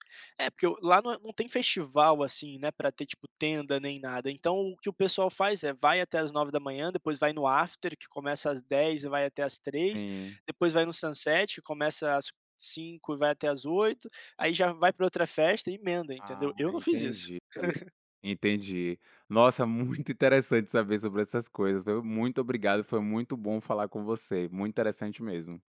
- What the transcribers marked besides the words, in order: in English: "after"; in English: "sunset"; chuckle
- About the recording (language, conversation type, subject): Portuguese, podcast, Como o acesso à internet mudou sua forma de ouvir música?